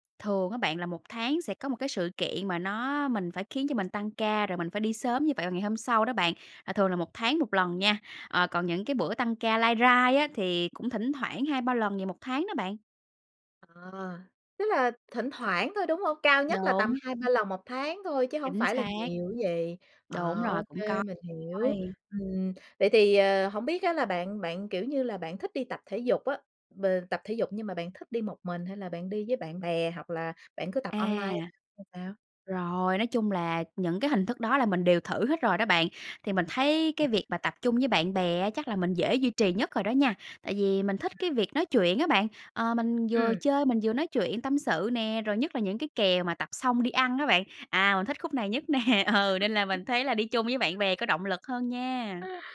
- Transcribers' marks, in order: tapping; other background noise; laughing while speaking: "nè"; laugh
- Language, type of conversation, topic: Vietnamese, advice, Làm thế nào để bắt đầu và duy trì thói quen tập thể dục đều đặn?